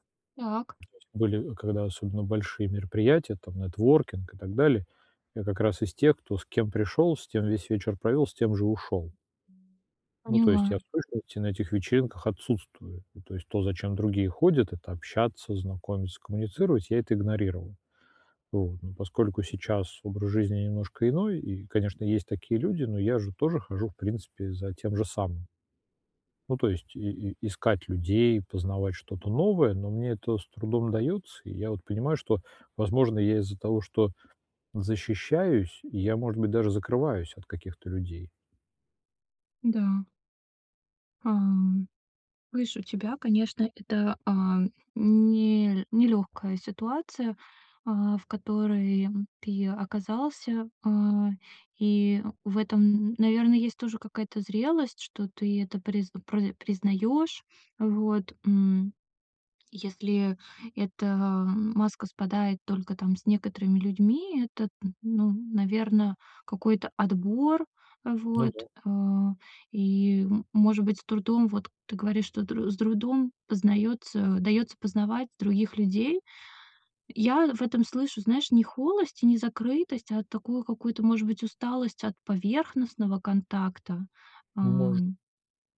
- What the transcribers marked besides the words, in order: other background noise
- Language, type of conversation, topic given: Russian, advice, Как перестать бояться быть собой на вечеринках среди друзей?